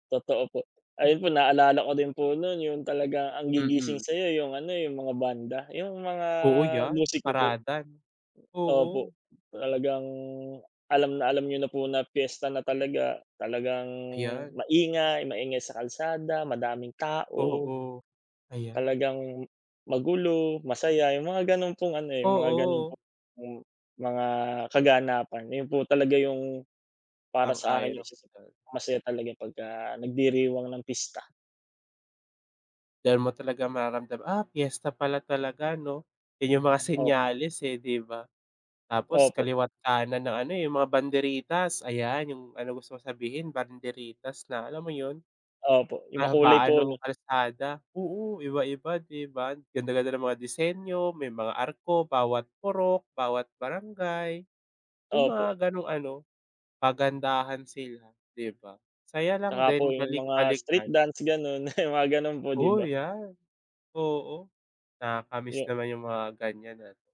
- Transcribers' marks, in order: "parada" said as "paradan"; other background noise; chuckle; other animal sound; scoff
- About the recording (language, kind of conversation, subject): Filipino, unstructured, Ano ang pinakapaborito mong bahagi ng kultura ng Pilipinas?